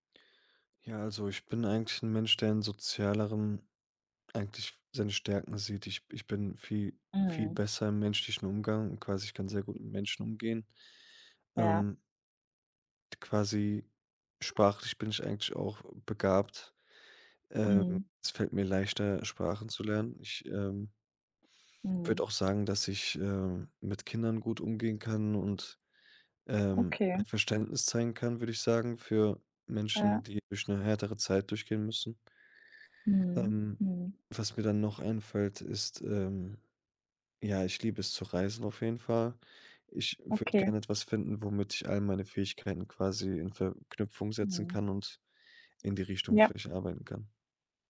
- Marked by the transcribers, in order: none
- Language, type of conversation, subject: German, advice, Wie erlebst du nächtliches Grübeln, Schlaflosigkeit und Einsamkeit?